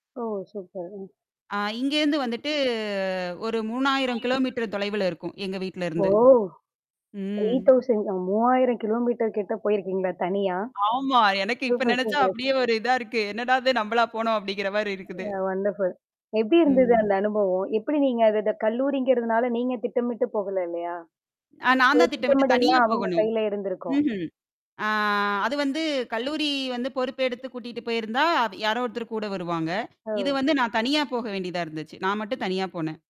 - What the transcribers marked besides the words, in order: other background noise; unintelligible speech; in English: "திரீ தௌசண்ட்"; laughing while speaking: "ஆமா! எனக்கு இப்போ நினைச்சா அப்படியே … அப்படிங்கற மாதிரி இருக்குது"; in English: "வொண்டர்ஃபுல்!"; distorted speech
- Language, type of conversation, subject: Tamil, podcast, முதல்முறையாக தனியாக சென்னைக்கு பயணம் செய்ய நீங்கள் எப்படி திட்டமிட்டீர்கள்?